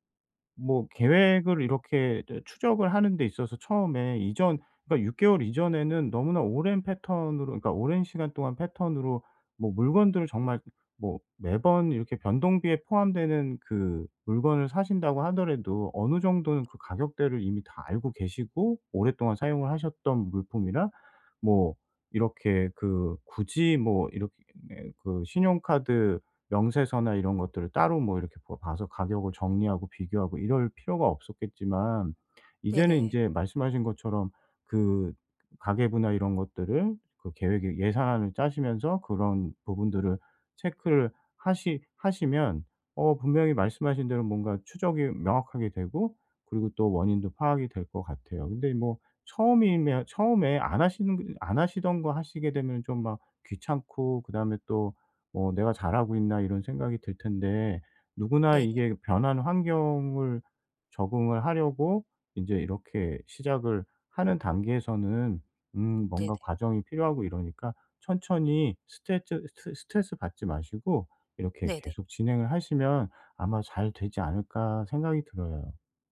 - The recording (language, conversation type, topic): Korean, advice, 현금흐름을 더 잘 관리하고 비용을 줄이려면 어떻게 시작하면 좋을까요?
- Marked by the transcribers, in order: other background noise